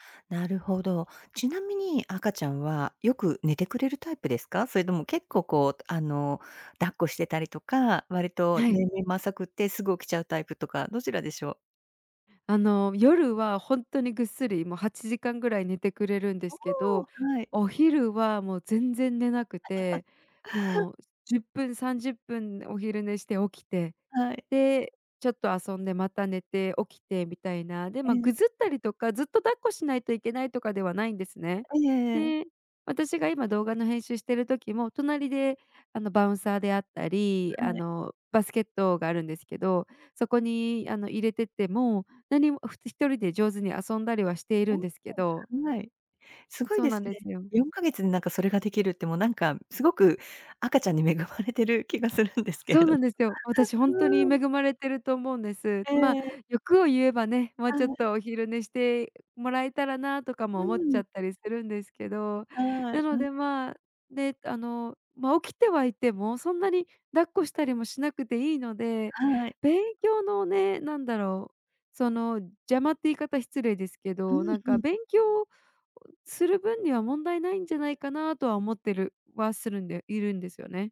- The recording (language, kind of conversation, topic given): Japanese, advice, 学び直してキャリアチェンジするかどうか迷っている
- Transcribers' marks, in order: chuckle; in English: "バウンサー"; laughing while speaking: "恵まれてる気がするんですけれど"; chuckle